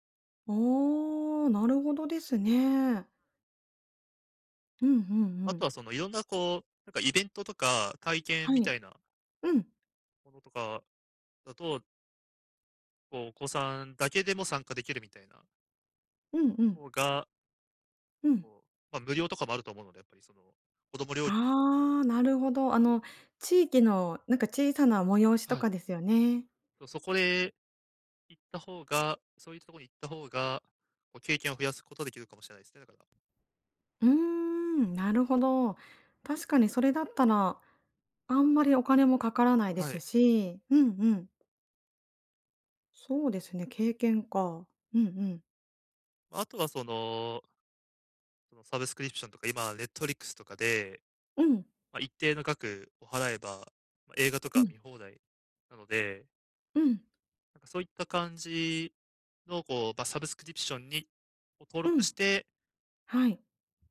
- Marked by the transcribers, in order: other background noise
- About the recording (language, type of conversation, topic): Japanese, advice, 簡素な生活で経験を増やすにはどうすればよいですか？